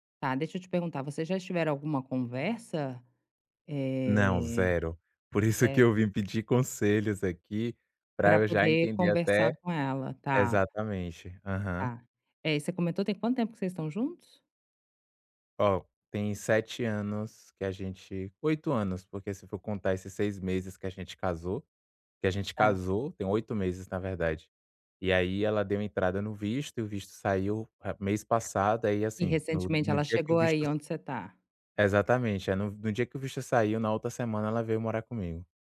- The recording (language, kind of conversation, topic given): Portuguese, advice, Como estabelecer limites saudáveis no início de um relacionamento?
- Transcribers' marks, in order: none